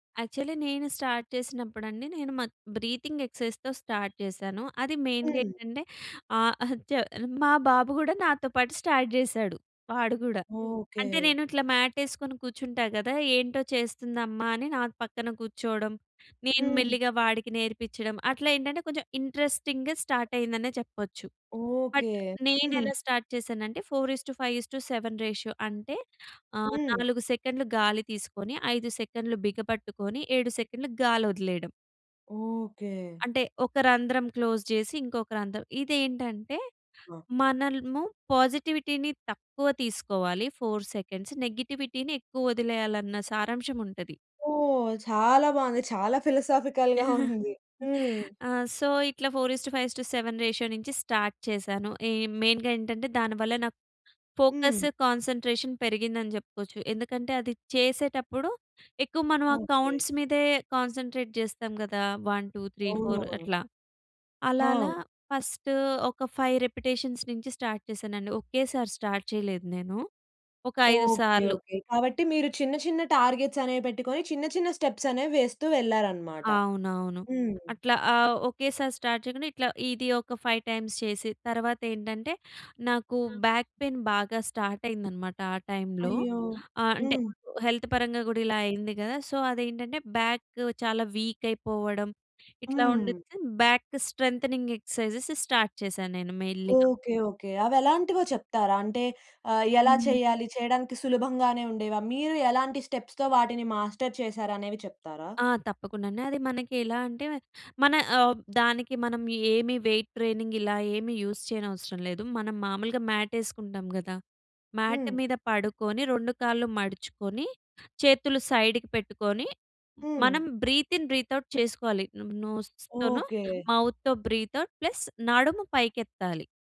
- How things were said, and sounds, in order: in English: "యాక్చువ‌లి"; in English: "స్టార్ట్"; in English: "బ్రీతింగ్ ఎక్సర్సైజ్‌స్‌తో స్టార్ట్"; in English: "మెయిన్‌గా"; in English: "స్టార్ట్"; in English: "మ్యాట్"; in English: "ఇంట్రెస్టింగ్‌గా స్టార్ట్"; in English: "బట్"; chuckle; in English: "స్టార్ట్"; in English: "ఫౌర్ ఇస్ టూ ఫైవ్ ఇస్ టూ సెవెన్ రేషియో"; in English: "క్లోజ్"; in English: "పాజిటివిటీ‌ని"; in English: "ఫోర్ సెకండ్స్ నెగెటివిటీ‌ని"; in English: "ఫిలసాఫికల్‌గా"; chuckle; in English: "సో, ఇట్లా ఫౌర్ ఇస్ టు ఫైవ్ ఇస్ టు సెవెన్ రేషియో"; in English: "స్టార్ట్"; in English: "మెయిన్‌గా"; in English: "ఫోకస్ కాన్సంట్రేషన్"; in English: "కౌంట్స్"; in English: "కాన్సంట్రేట్"; in English: "వన్ టూ, త్రీ, ఫౌర్"; in English: "ఫస్ట్"; in English: "ఫైవ్ రిపిటీషన్స్"; in English: "స్టార్ట్"; in English: "స్టార్ట్"; in English: "టార్గెట్‌స్"; in English: "స్టెప్‌స్"; in English: "స్టార్ట్"; in English: "ఫైవ్ టైమ్స్"; in English: "బ్యాక్ పెయిన్ బాగా స్టార్ట్"; in English: "హెల్త్"; in English: "సో"; in English: "బ్యాక్"; in English: "వీక్"; in English: "బ్యాక్ స్ట్రెంథెనింగ్ ఎక్సర్సైజెస్ స్టార్ట్"; in English: "స్టెప్‌స్‌తో"; in English: "మాస్టర్"; in English: "వెయిట్ ట్రైనింగ్"; in English: "యూజ్"; in English: "మ్యాట్"; in English: "మ్యాట్"; in English: "సైడ్‌కి"; in English: "బ్రీత్ ఇన్ బ్రీత్ ఔట్"; in English: "నోస్"; in English: "మౌత్‌తో బ్రీత్ ఔట్ ప్లస్"
- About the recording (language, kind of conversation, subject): Telugu, podcast, ఈ హాబీని మొదలుపెట్టడానికి మీరు సూచించే దశలు ఏవి?